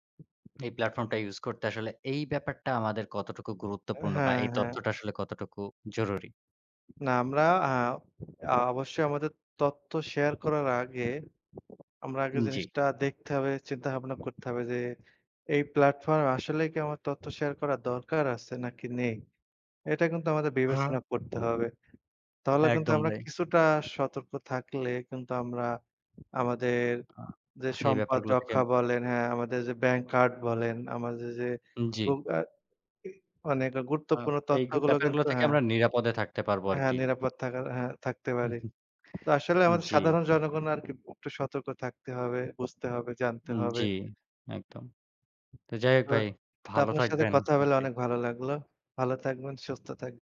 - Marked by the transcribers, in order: tongue click; wind
- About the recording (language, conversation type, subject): Bengali, unstructured, টেক কোম্পানিগুলো কি আমাদের গোপনীয়তা নিয়ে ছিনিমিনি খেলছে?